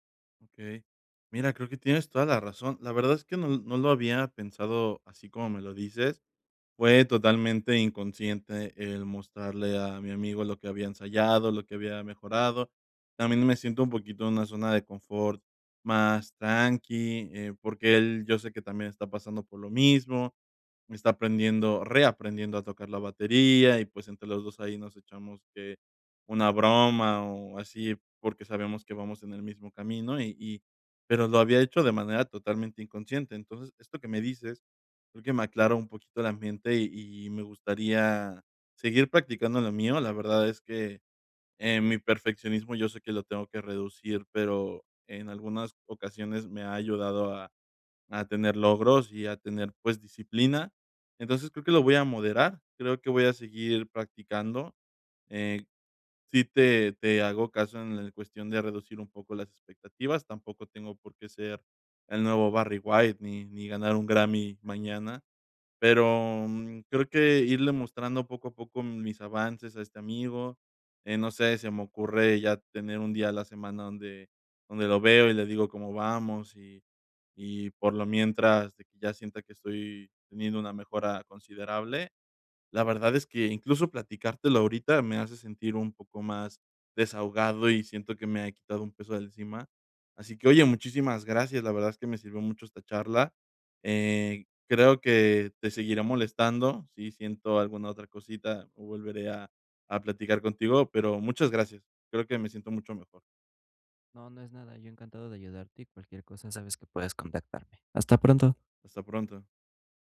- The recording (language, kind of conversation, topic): Spanish, advice, ¿Qué puedo hacer si mi perfeccionismo me impide compartir mi trabajo en progreso?
- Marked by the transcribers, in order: other background noise; other noise